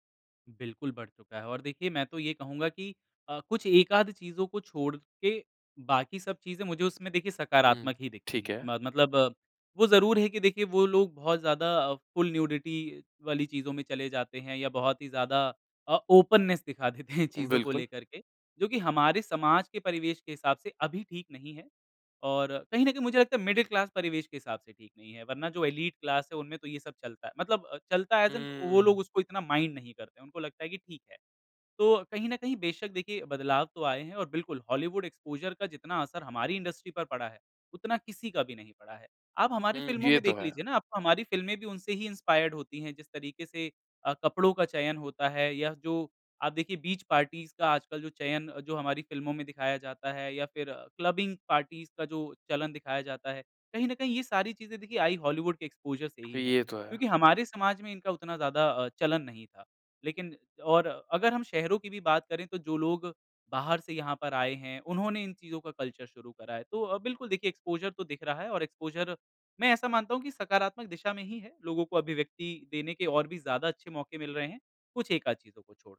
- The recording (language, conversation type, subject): Hindi, podcast, स्ट्रीमिंग प्लेटफ़ॉर्मों ने टीवी देखने का अनुभव कैसे बदल दिया है?
- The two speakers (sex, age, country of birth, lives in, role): male, 25-29, India, India, guest; male, 25-29, India, India, host
- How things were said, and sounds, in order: in English: "फुल न्यूडिटी"; in English: "ओपननेस"; laughing while speaking: "देते हैं"; tapping; in English: "मिडिल क्लास"; in English: "एलीट क्लास"; in English: "ऐज़ इन"; in English: "माइंड"; in English: "एक्सपोज़र"; in English: "इंडस्ट्री"; in English: "इंस्पायर्ड"; in English: "बीच पार्टीज़"; in English: "क्लबिंग पार्टीज़"; in English: "एक्सपोज़र"; other background noise; in English: "कल्चर"; in English: "एक्सपोज़र"; in English: "एक्सपोज़र"